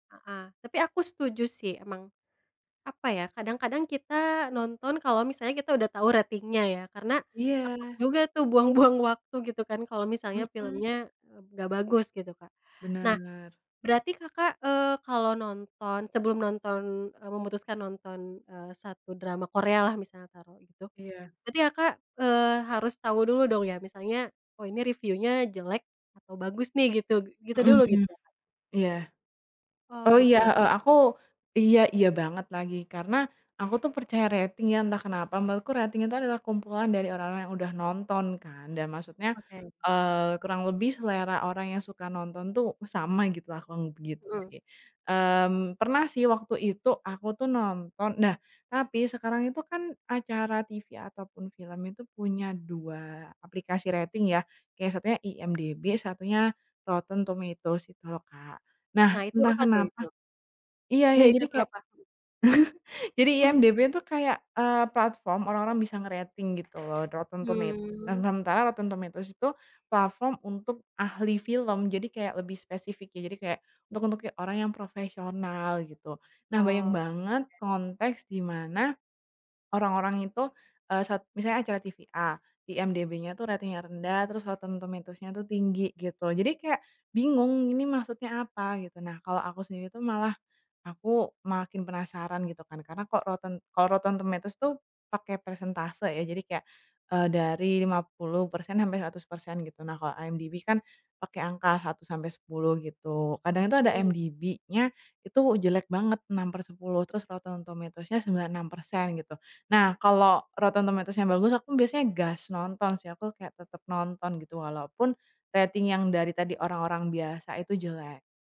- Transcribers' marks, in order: laughing while speaking: "buang-buang"; other background noise; tapping; giggle; chuckle; "sementara" said as "nementara"; background speech
- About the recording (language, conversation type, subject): Indonesian, podcast, Bagaimana media sosial memengaruhi popularitas acara televisi?